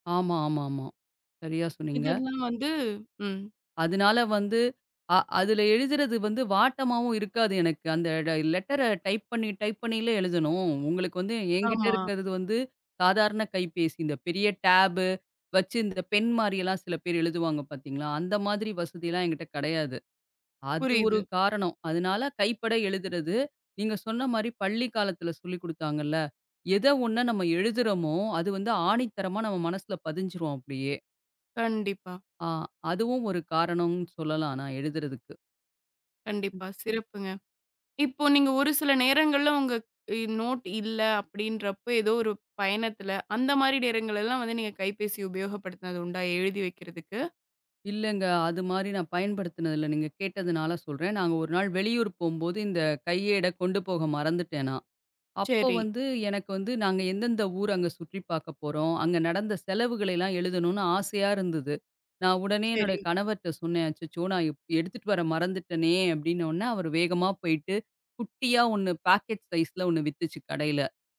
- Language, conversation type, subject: Tamil, podcast, கைபேசியில் குறிப்பெடுப்பதா அல்லது காகிதத்தில் குறிப்பெடுப்பதா—நீங்கள் எதைத் தேர்வு செய்வீர்கள்?
- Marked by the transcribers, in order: other background noise; in English: "லெட்டர டைப்"; in English: "டைப்"; in English: "பாக்கெட் சைஸ்ல"